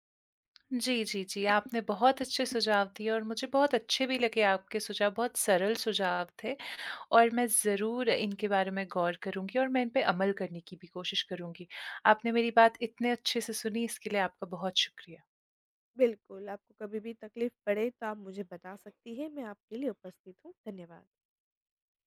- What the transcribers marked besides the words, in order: tapping; other background noise
- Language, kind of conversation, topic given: Hindi, advice, स्वस्थ भोजन बनाने का समय मेरे पास क्यों नहीं होता?